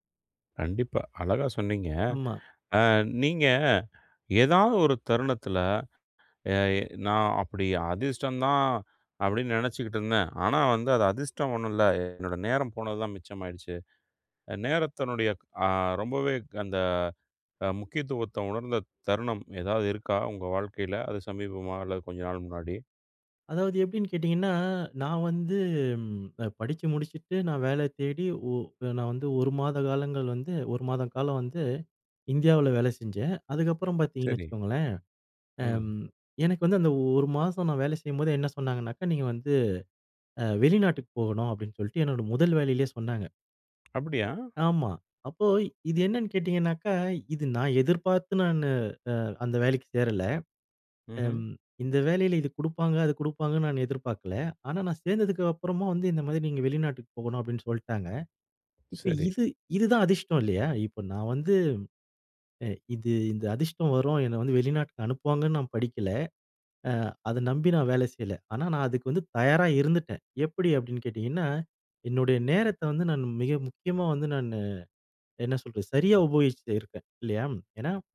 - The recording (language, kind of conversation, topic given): Tamil, podcast, நேரமும் அதிர்ஷ்டமும்—உங்கள் வாழ்க்கையில் எது அதிகம் பாதிப்பதாக நீங்கள் நினைக்கிறீர்கள்?
- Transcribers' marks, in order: none